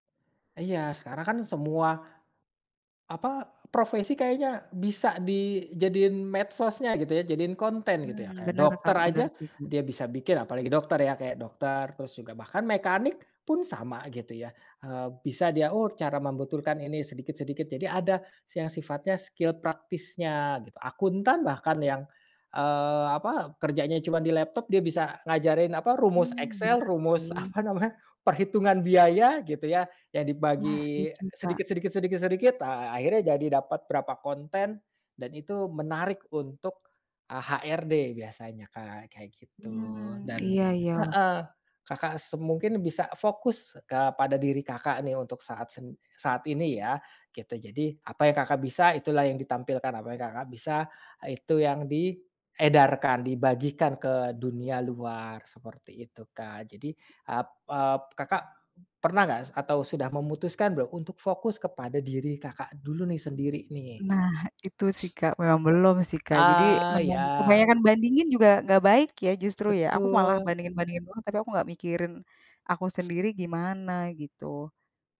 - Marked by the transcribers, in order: in English: "skill"; laughing while speaking: "apa namanya"; sniff; sniff
- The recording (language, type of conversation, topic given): Indonesian, advice, Bagaimana saya bisa berhenti membandingkan diri dengan orang lain dan menemukan kekuatan unik saya?